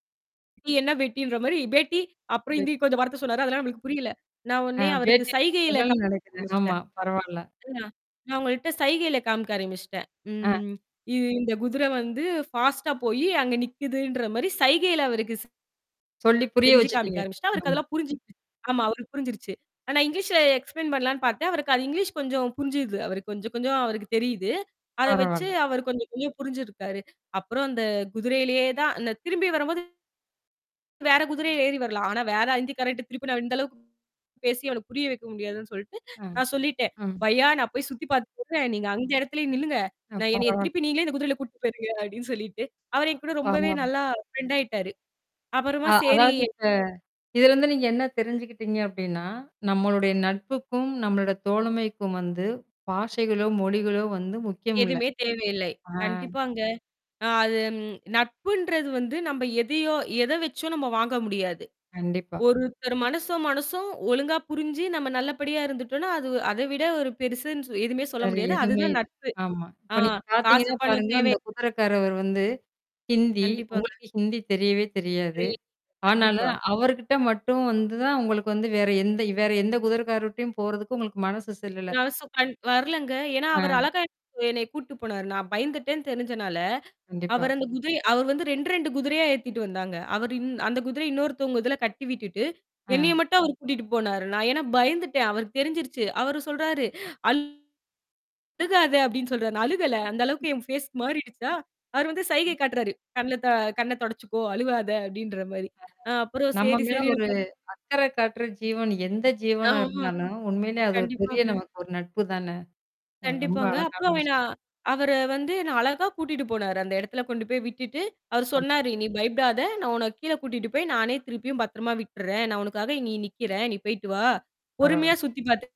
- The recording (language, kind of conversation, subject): Tamil, podcast, புதிய இடத்தில் புதிய நண்பர்களைச் சந்திக்க நீங்கள் என்ன செய்கிறீர்கள்?
- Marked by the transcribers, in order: static; in Hindi: "பேட்டின்ற"; in Hindi: "பேட்டி"; unintelligible speech; unintelligible speech; distorted speech; "உடனே" said as "ஒன்னே"; unintelligible speech; in English: "ஃபாஸ்ட்டா"; in English: "எக்ஸ்ப்ளெய்ன்"; mechanical hum; unintelligible speech; unintelligible speech; unintelligible speech; other noise; in English: "ஃபேஸ்"; background speech; unintelligible speech; "அவரே" said as "அவர"